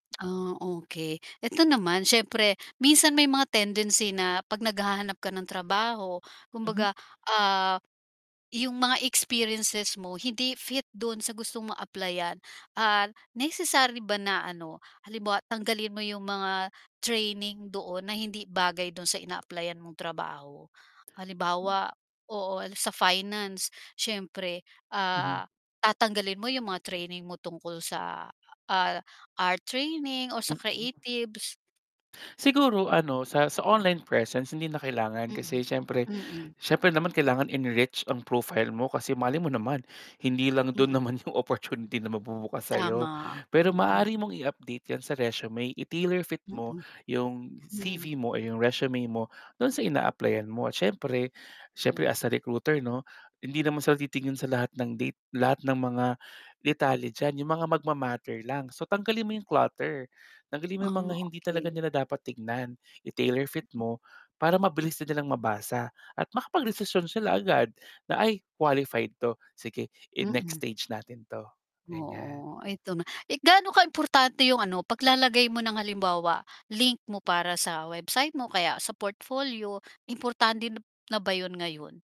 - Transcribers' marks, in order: tongue click; static; distorted speech; tapping; laughing while speaking: "naman yung opportunity"
- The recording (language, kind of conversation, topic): Filipino, podcast, Paano mo inaayos ang iyong imahe sa internet para sa trabaho?